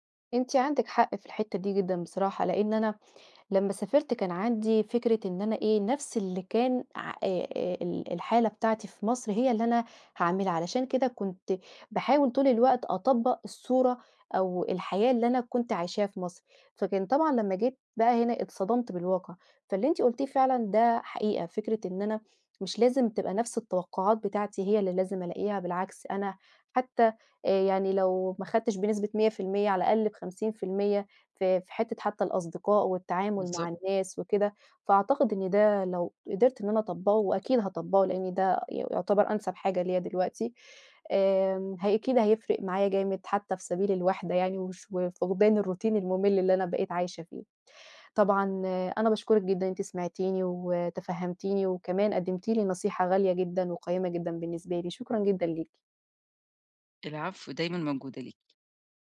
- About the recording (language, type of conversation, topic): Arabic, advice, إزاي أتعامل مع الانتقال لمدينة جديدة وإحساس الوحدة وفقدان الروتين؟
- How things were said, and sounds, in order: in English: "الroutine"